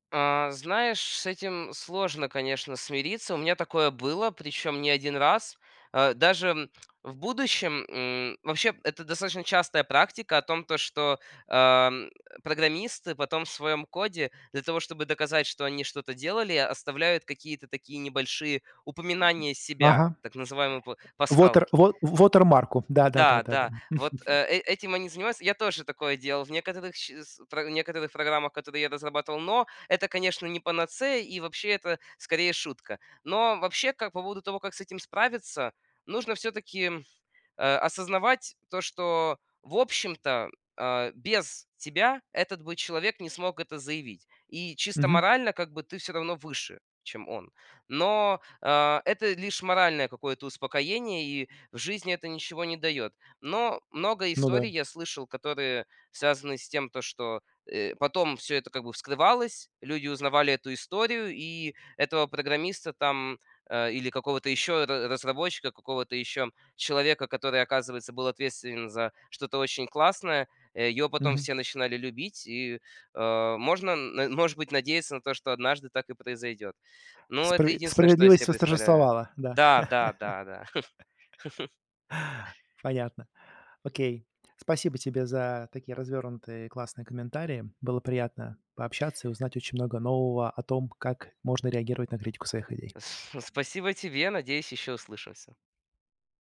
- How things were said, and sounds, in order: other background noise; chuckle; laugh; chuckle
- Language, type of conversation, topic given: Russian, podcast, Как ты реагируешь на критику своих идей?